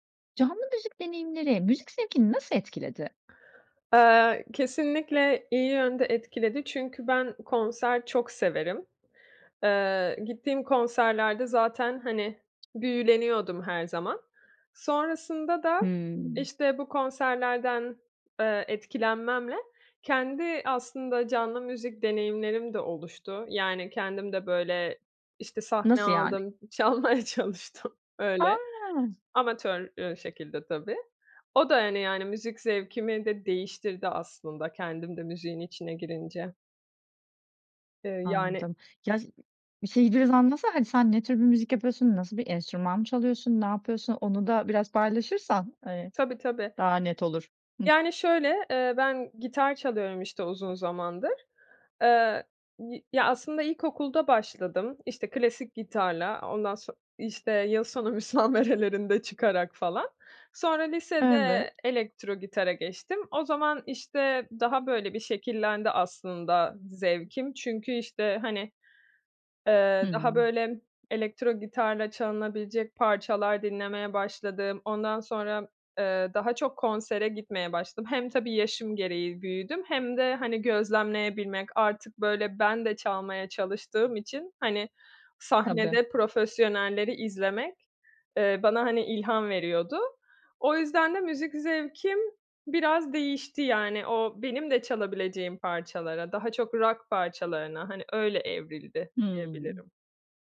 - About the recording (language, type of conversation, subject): Turkish, podcast, Canlı müzik deneyimleri müzik zevkini nasıl etkiler?
- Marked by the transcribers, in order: tapping; laughing while speaking: "çalmaya çalıştım"; laughing while speaking: "müsamerelerinde"